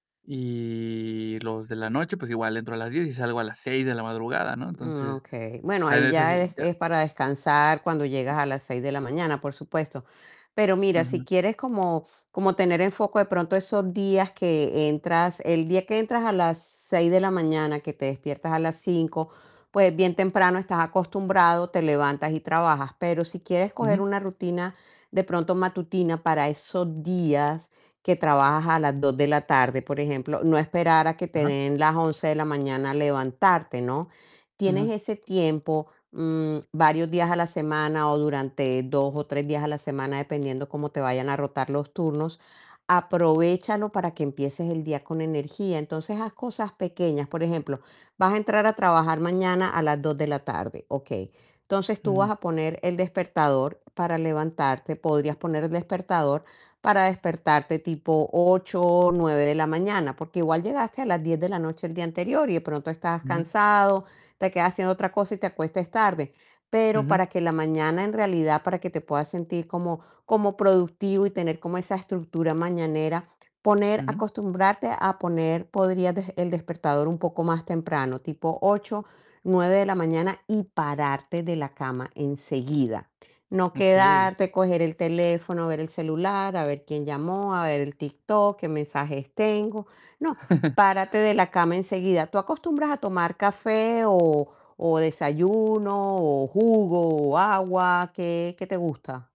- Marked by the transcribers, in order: static; other noise; chuckle
- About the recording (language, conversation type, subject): Spanish, advice, ¿Cómo puedes crear una rutina matutina para empezar el día con enfoque?